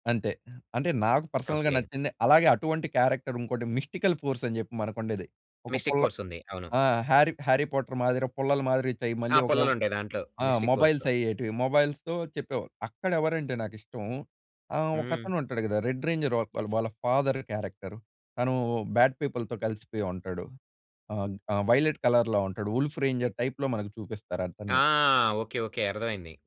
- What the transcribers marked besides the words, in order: in English: "పర్సనల్‌గా"; in English: "క్యారెక్టర్"; in English: "మిస్టికల్ ఫోర్స్"; in English: "మిస్టిక్ ఫోర్స్"; in English: "మిస్టిక్ ఫోర్స్‌లో"; in English: "మొబైల్స్"; in English: "మొబైల్‌స్‌తో"; in English: "రెడ్ రేంజర్"; in English: "ఫాదర్ క్యారెక్టర్"; in English: "బ్యాడ్ పీపుల్‌తో"; in English: "వైలెట్ కలర్‌లో"; in English: "వుల్ఫ్ రేంజర్ టైప్‌లో"
- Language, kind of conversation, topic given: Telugu, podcast, నోస్టాల్జియా ఆధారిత కార్యక్రమాలు ఎందుకు ప్రేక్షకులను ఎక్కువగా ఆకర్షిస్తున్నాయి?